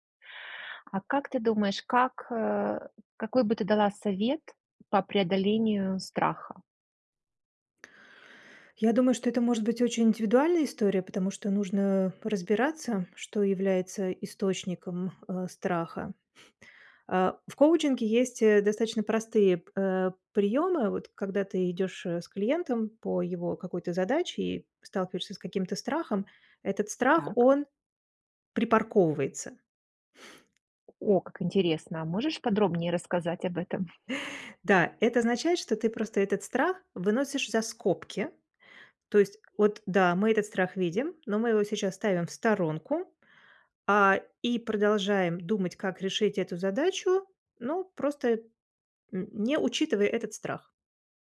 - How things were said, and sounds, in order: other background noise; tapping
- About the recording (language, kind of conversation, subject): Russian, podcast, Что помогает не сожалеть о сделанном выборе?